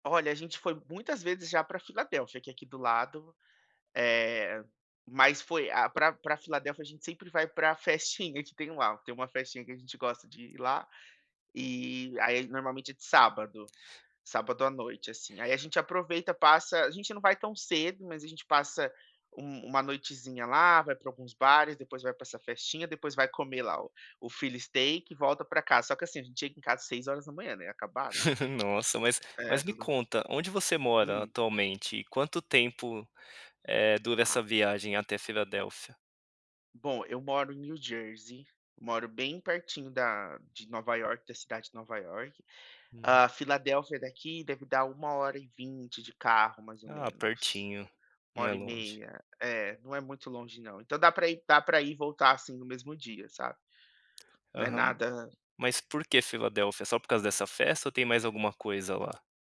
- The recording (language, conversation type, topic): Portuguese, podcast, O que ajuda você a recuperar as energias no fim de semana?
- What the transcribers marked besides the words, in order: in English: "philly steak"; chuckle; put-on voice: "New Jersey"; tapping